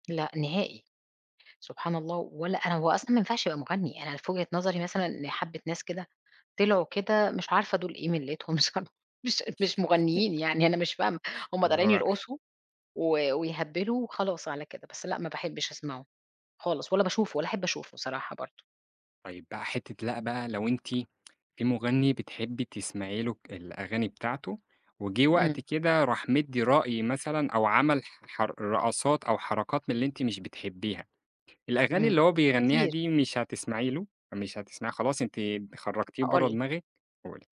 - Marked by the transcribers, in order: laughing while speaking: "صرا مش أد مش مغنيين يعني أنا مش فاهمة"; chuckle; tapping
- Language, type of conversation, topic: Arabic, podcast, إيه هي الأغنية اللي بتواسيك لما تزعل؟